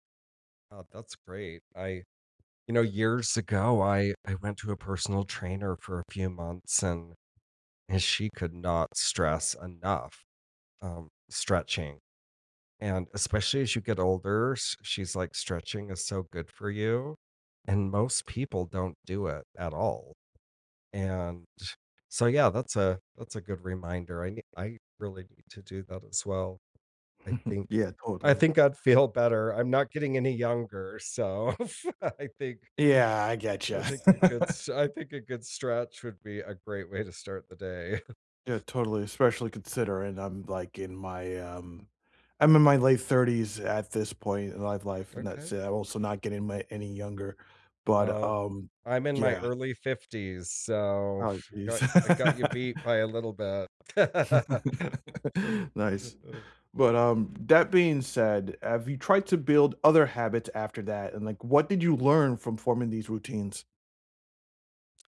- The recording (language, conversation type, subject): English, unstructured, Have you ever been surprised by how a small habit changed your life?
- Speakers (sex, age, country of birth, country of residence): male, 40-44, United States, United States; male, 50-54, United States, United States
- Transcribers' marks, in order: "older" said as "olders"; tapping; chuckle; chuckle; laughing while speaking: "f I think"; "gotcha" said as "getcha"; chuckle; chuckle; laugh; laugh